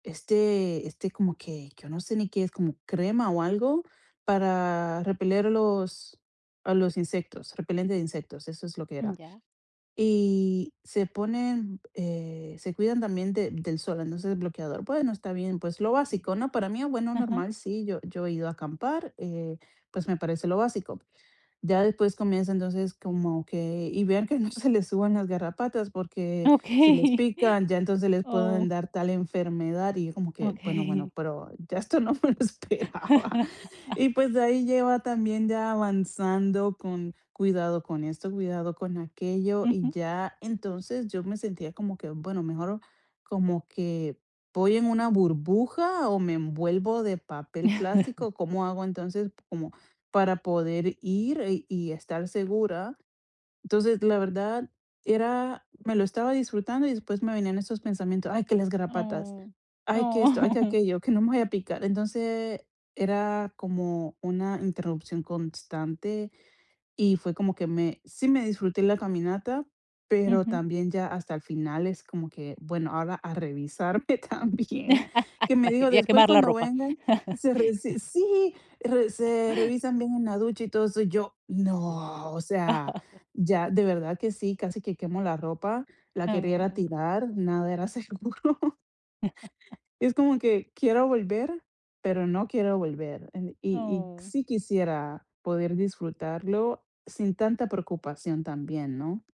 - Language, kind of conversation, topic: Spanish, advice, ¿Cómo puedo sentirme más cómodo al explorar lugares desconocidos?
- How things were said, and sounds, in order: laughing while speaking: "no se le"; laughing while speaking: "Okey"; laughing while speaking: "Okey"; laugh; laughing while speaking: "ya esto no me lo esperaba"; chuckle; laughing while speaking: "Oh"; laughing while speaking: "revisarme también"; laugh; chuckle; other noise; chuckle; drawn out: "No"; laughing while speaking: "seguro"; chuckle